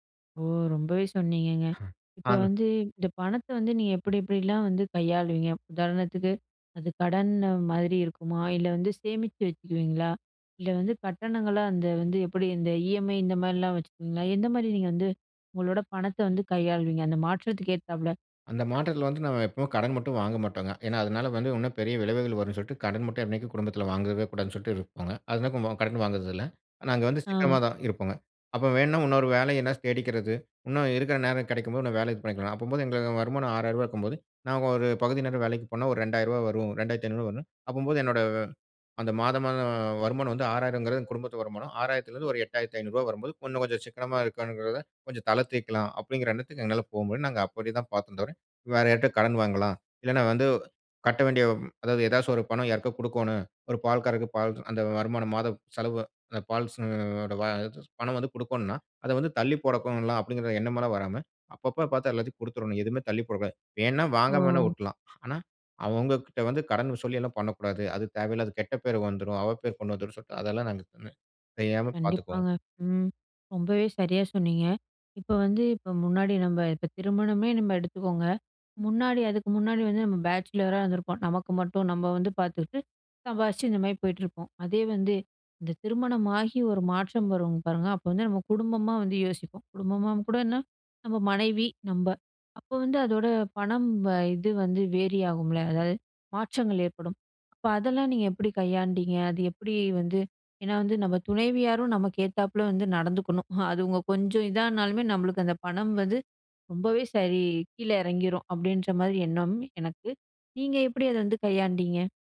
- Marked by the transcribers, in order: drawn out: "ஓ ரொம்பவே"; unintelligible speech; tapping; in English: "பேச்சிலர்"; other background noise; "வந்து" said as "வ"; in English: "வேரி"
- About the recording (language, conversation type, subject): Tamil, podcast, மாற்றம் நடந்த காலத்தில் உங்கள் பணவரவு-செலவுகளை எப்படிச் சரிபார்த்து திட்டமிட்டீர்கள்?